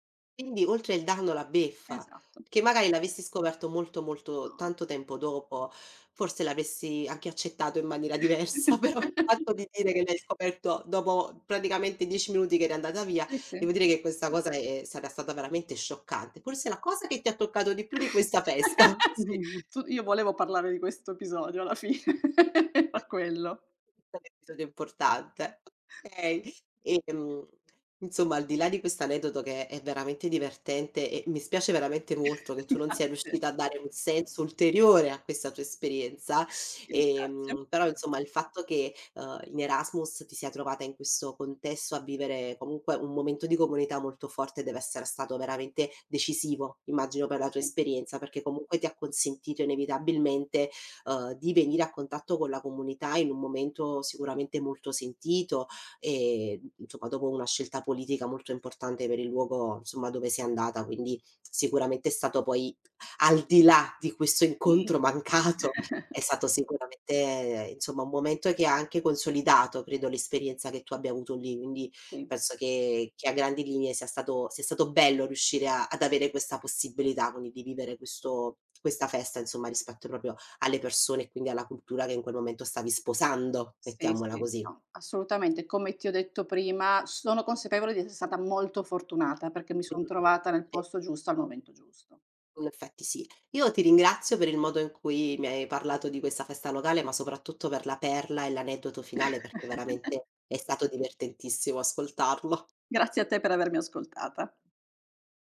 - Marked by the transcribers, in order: "perché" said as "pecché"; other background noise; laughing while speaking: "diversa, però"; chuckle; laugh; laughing while speaking: "Sì, tu"; chuckle; laugh; unintelligible speech; laughing while speaking: "Grazie"; "contesto" said as "contesso"; laughing while speaking: "incontro mancato"; chuckle; "quindi" said as "uindi"; "proprio" said as "propio"; "consapevole" said as "consepevole"; unintelligible speech; chuckle
- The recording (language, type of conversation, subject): Italian, podcast, Raccontami di una festa o di un festival locale a cui hai partecipato: che cos’era e com’è stata l’esperienza?